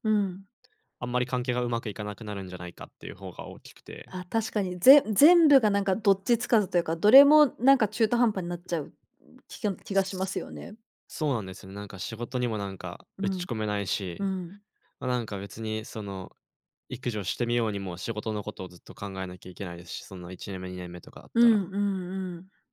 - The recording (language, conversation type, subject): Japanese, advice, パートナーとの関係の変化によって先行きが不安になったとき、どのように感じていますか？
- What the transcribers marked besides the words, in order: other background noise; "育児を" said as "いくじょ"